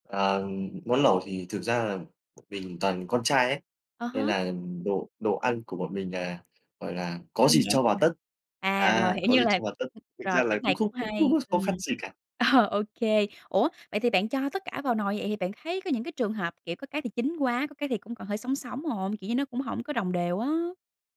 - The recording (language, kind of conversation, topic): Vietnamese, podcast, Bạn có thể kể về một món ăn đường phố mà bạn không thể quên không?
- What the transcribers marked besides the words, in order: tapping; other background noise; laughing while speaking: "Ờ"